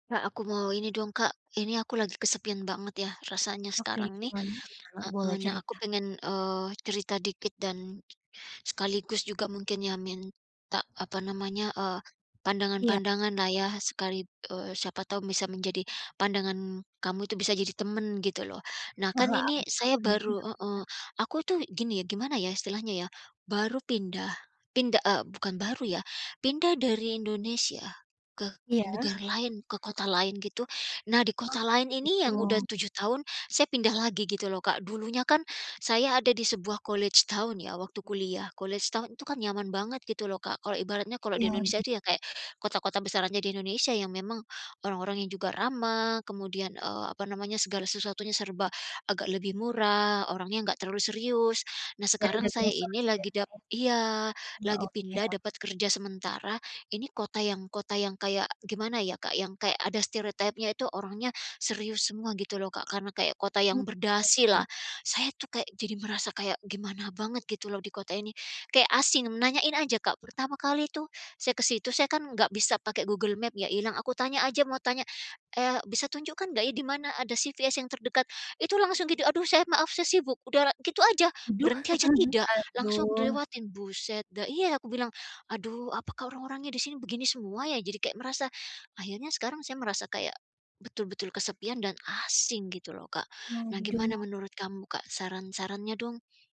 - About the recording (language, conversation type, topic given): Indonesian, advice, Bagaimana kamu menghadapi rasa kesepian dan keterasingan setelah pindah kota?
- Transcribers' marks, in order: other background noise; in English: "college town"; chuckle